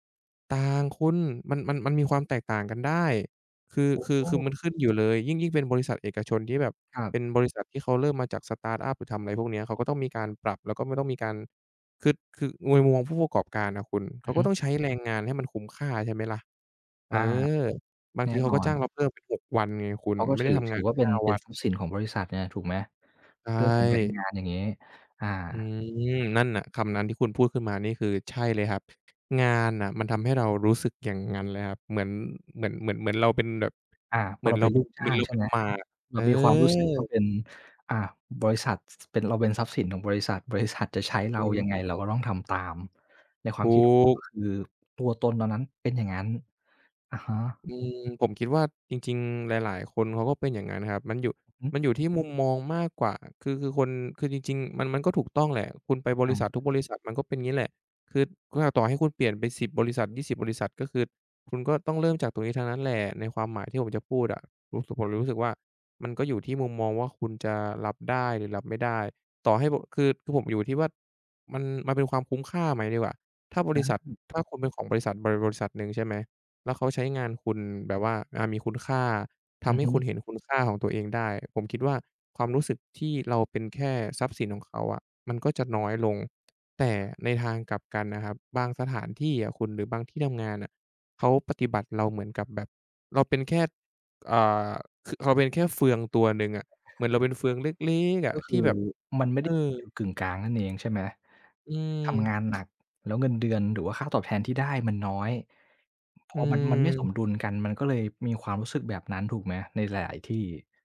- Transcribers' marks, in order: other background noise; unintelligible speech; tsk
- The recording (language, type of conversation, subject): Thai, podcast, งานของคุณทำให้คุณรู้สึกว่าเป็นคนแบบไหน?